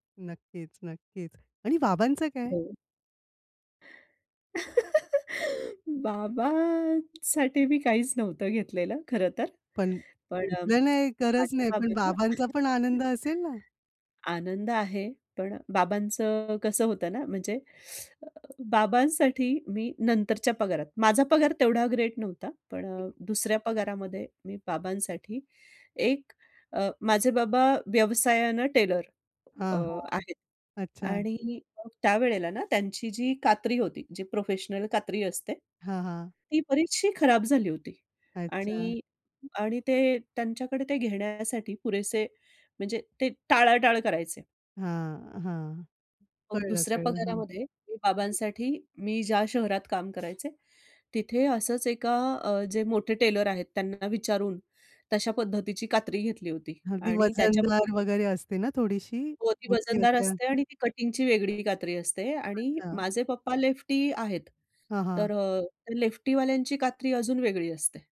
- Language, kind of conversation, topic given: Marathi, podcast, पहिला पगार हातात आला तेव्हा तुम्हाला कसं वाटलं?
- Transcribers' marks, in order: anticipating: "आणि बाबांचं काय?"; laugh; tapping; chuckle; teeth sucking; unintelligible speech; other background noise; in English: "कटिंगची"